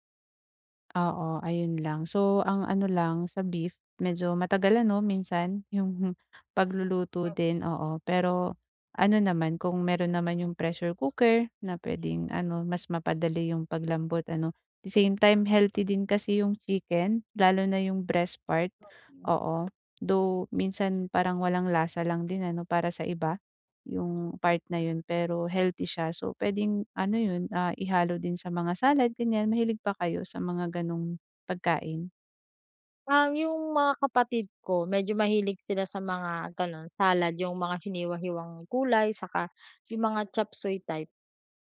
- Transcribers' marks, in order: tapping; bird
- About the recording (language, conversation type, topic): Filipino, advice, Paano ako makakaplano ng masustansiya at abot-kayang pagkain araw-araw?